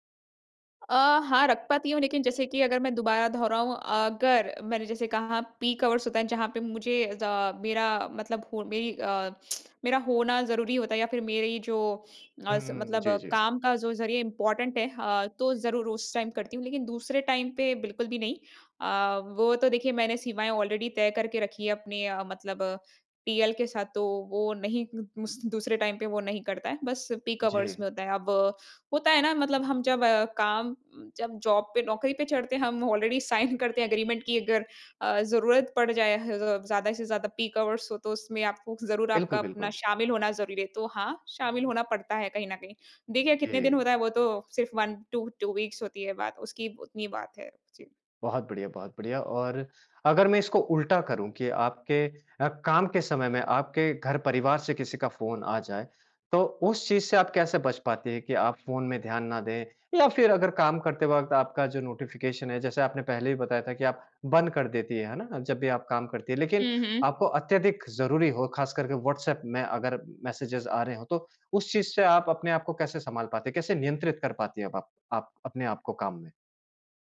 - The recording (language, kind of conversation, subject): Hindi, podcast, आप मोबाइल फ़ोन और स्क्रीन पर बिताए जाने वाले समय को कैसे नियंत्रित करते हैं?
- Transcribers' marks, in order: horn; in English: "पीक आवर्स"; tongue click; in English: "इंपॉर्टेंट"; in English: "टाइम"; in English: "टाइम"; in English: "ऑलरेडी"; unintelligible speech; in English: "टाइम"; in English: "पीक आवर्स"; in English: "जॉब"; in English: "ऑलरेडी साइन"; in English: "एग्रीमेंट"; in English: "पीक आवर्स"; in English: "वन टू टू वीक्स"; in English: "नोटिफ़िकेशन"; in English: "मेसेजेज़"